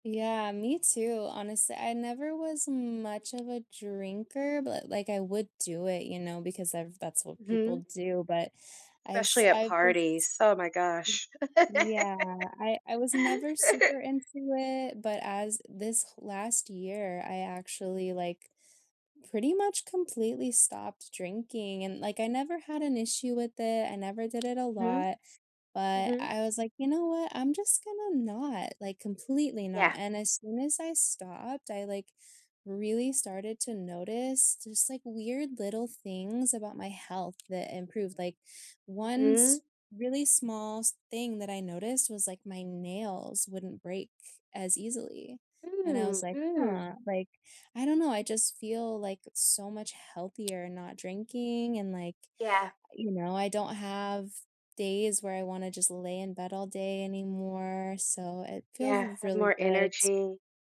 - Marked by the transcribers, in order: tapping; other background noise; laugh
- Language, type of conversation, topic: English, unstructured, How can you balance your social life and healthy choices without feeling like they’re in conflict?